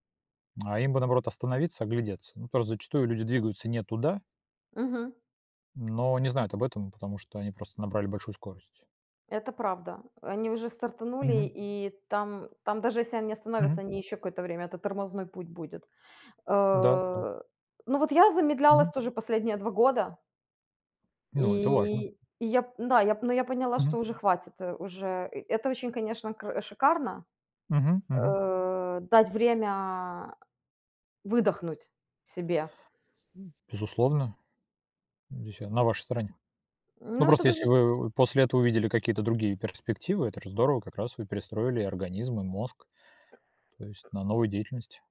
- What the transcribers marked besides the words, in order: other background noise
- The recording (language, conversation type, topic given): Russian, unstructured, Как ты каждый день заботишься о своём эмоциональном здоровье?